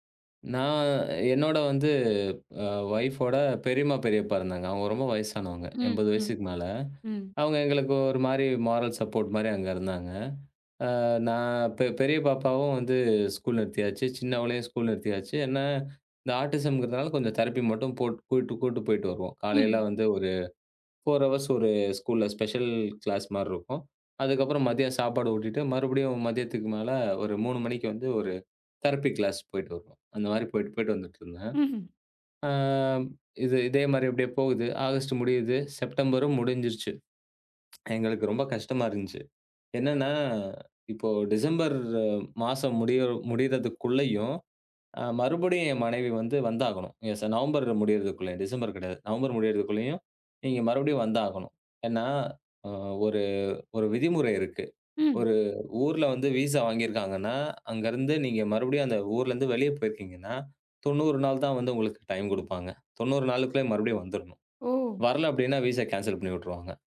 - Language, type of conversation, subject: Tamil, podcast, விசா பிரச்சனை காரணமாக உங்கள் பயணம் பாதிக்கப்பட்டதா?
- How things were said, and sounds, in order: in English: "வொய்ஃப்"; in English: "மாரல் சப்போர்ட்"; in English: "ஸ்கூல்"; in English: "ஸ்கூல்"; in English: "ஆட்டிஸம்ங்குறதால"; in English: "தெரப்பி"; in English: "ஸ்கூல் ஸ்பெஷல் கிளாஸ்"; in English: "தெரப்பி கிளாஸ்"; tsk; drawn out: "டிசம்பர்"; in English: "எஸ்"; in English: "விஸா"; in English: "டைம்"; in English: "விஸா கேன்ஸல்"